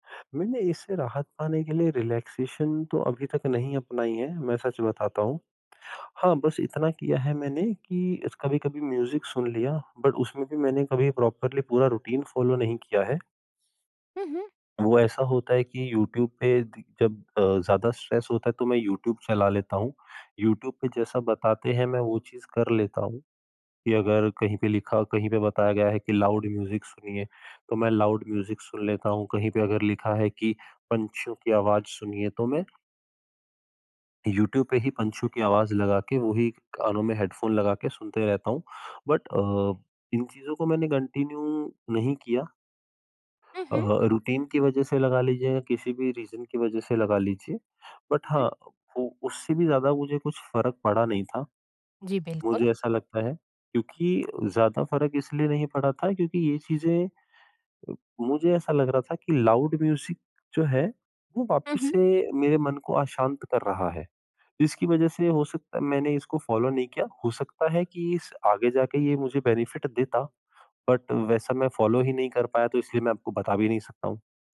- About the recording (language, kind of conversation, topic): Hindi, advice, सोने से पहले बेहतर नींद के लिए मैं शरीर और मन को कैसे शांत करूँ?
- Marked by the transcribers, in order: tongue click; in English: "रिलैक्सेशन"; other background noise; in English: "म्यूज़िक"; in English: "बट"; in English: "प्रॉपरली"; in English: "रूटीन फ़ॉलो"; tongue click; in English: "स्ट्रेस"; in English: "लाउड म्यूज़िक"; in English: "लाउड म्यूज़िक"; in English: "बट"; in English: "कंटिन्यू"; in English: "रूटीन"; in English: "रीज़न"; in English: "बट"; tapping; tongue click; in English: "लाउड म्यूज़िक"; in English: "फ़ॉलो"; in English: "बेनिफिट"; in English: "बट"; in English: "फ़ॉलो"